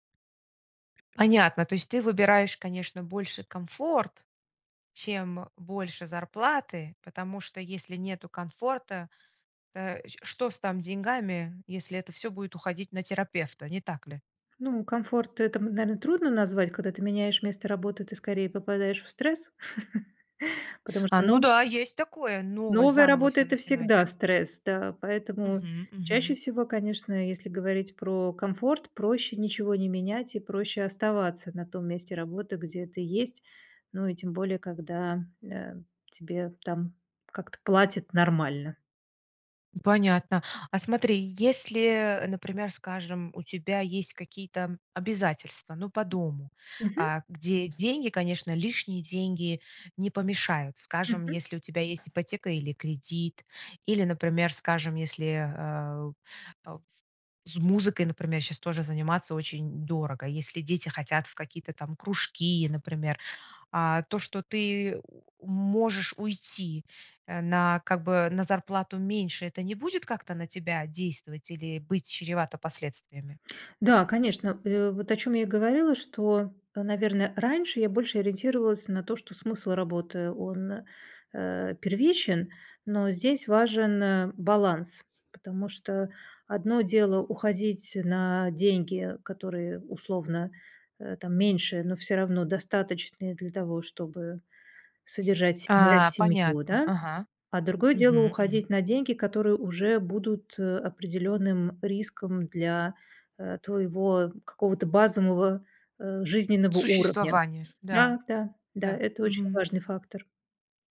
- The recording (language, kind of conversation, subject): Russian, podcast, Что важнее при смене работы — деньги или её смысл?
- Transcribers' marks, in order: tapping; laugh; other noise; other background noise